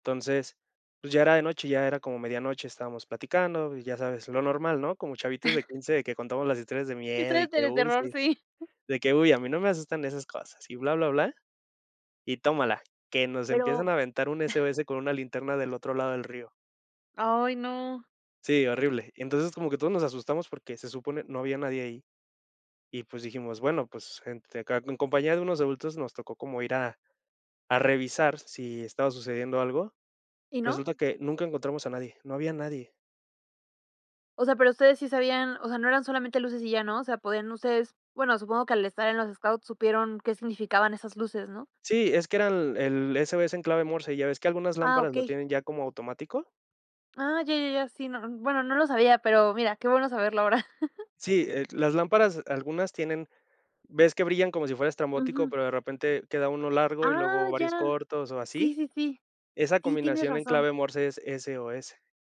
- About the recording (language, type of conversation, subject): Spanish, podcast, ¿Alguna vez te llevaste un susto mientras viajabas y qué pasó?
- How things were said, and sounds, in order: chuckle; chuckle; giggle; chuckle; other background noise